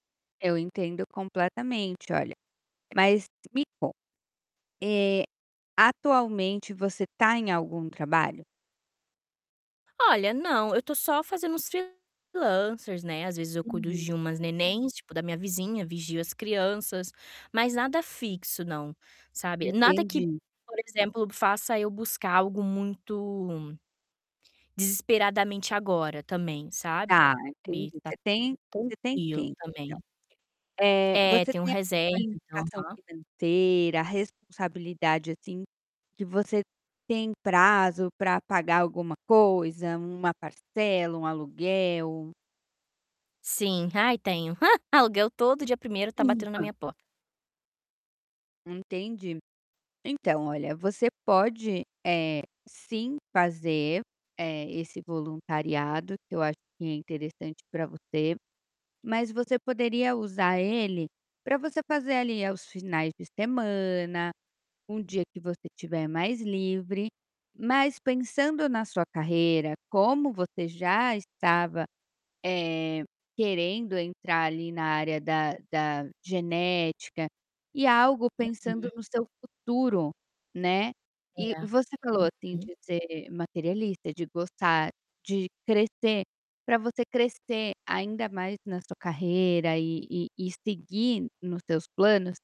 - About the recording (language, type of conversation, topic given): Portuguese, advice, Como posso mudar de carreira para algo mais significativo?
- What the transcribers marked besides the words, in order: static; distorted speech; in English: "freelancers"; tapping; laugh; unintelligible speech